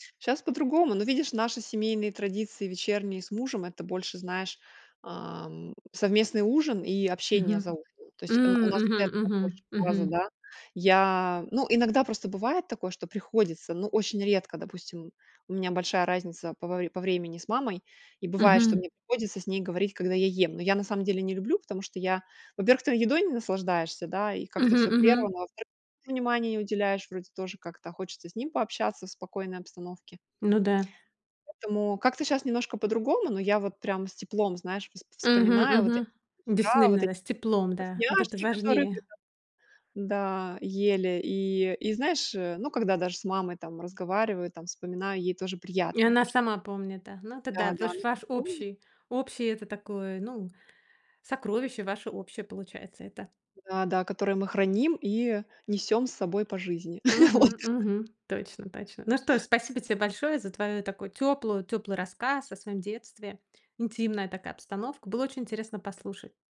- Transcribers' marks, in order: unintelligible speech; laughing while speaking: "вот"; tapping
- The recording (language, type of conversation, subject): Russian, podcast, Помнишь вечерние семейные просмотры по телевизору?